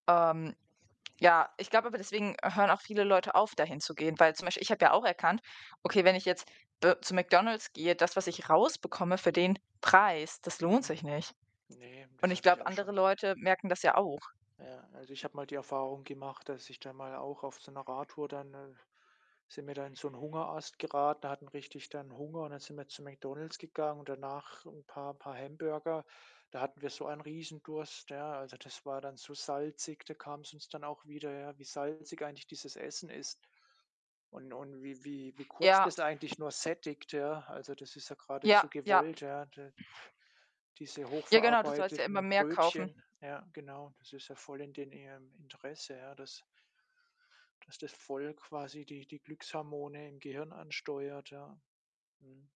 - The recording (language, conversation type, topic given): German, unstructured, Warum ist Fastfood trotz seiner Ungesundheit so beliebt?
- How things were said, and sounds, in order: other background noise; stressed: "Preis"; distorted speech; scoff; static